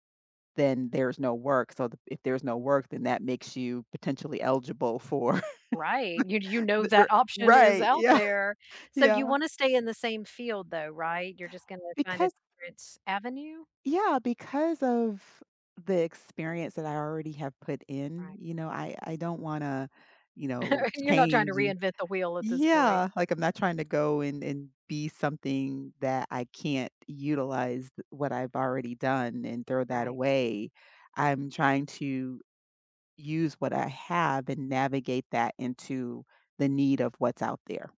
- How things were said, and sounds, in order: laughing while speaking: "for the the r"; laughing while speaking: "yeah"; chuckle
- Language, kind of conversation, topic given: English, unstructured, What goal are you most excited to work toward right now, and what sparked that excitement?
- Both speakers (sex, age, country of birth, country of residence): female, 50-54, United States, United States; female, 50-54, United States, United States